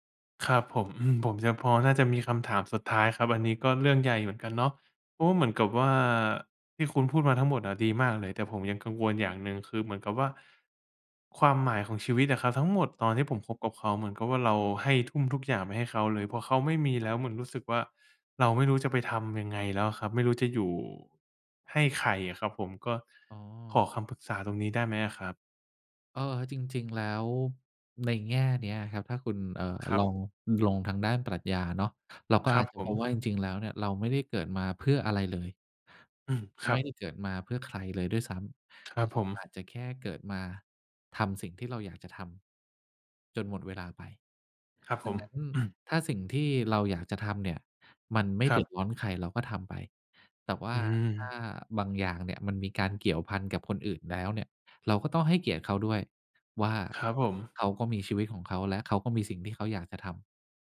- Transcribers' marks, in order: none
- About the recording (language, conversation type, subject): Thai, advice, คำถามภาษาไทยเกี่ยวกับการค้นหาความหมายชีวิตหลังเลิกกับแฟน